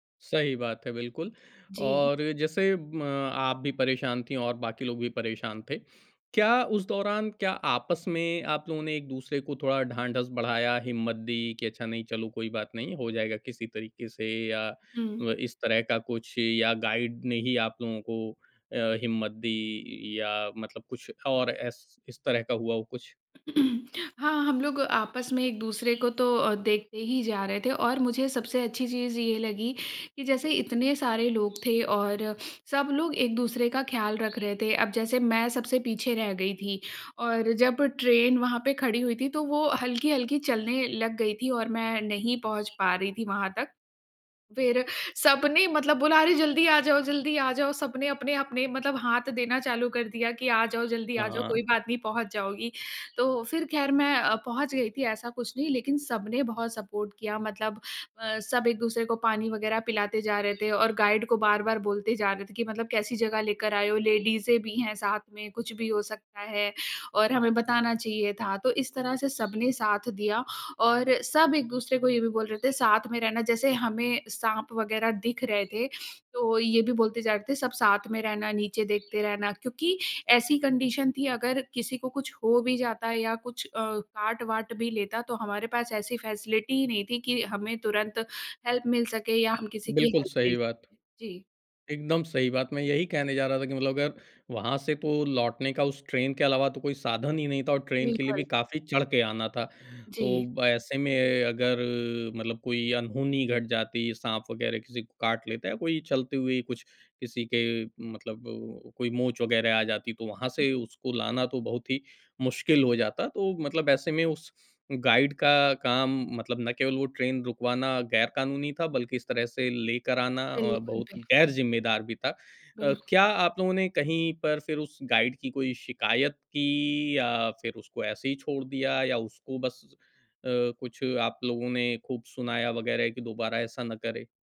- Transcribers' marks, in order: in English: "गाइड"; throat clearing; bird; in English: "सपोर्ट"; in English: "लेडीज़ें"; in English: "कंडीशन"; in English: "फैसिलिटी"; in English: "हेल्प"; other background noise; in English: "हेल्प"; in English: "गाइड"; in English: "गाइड"
- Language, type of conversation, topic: Hindi, podcast, कैंपिंग या ट्रेकिंग के दौरान किसी मुश्किल में फँसने पर आपने क्या किया था?
- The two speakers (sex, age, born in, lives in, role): female, 30-34, India, India, guest; male, 40-44, India, Germany, host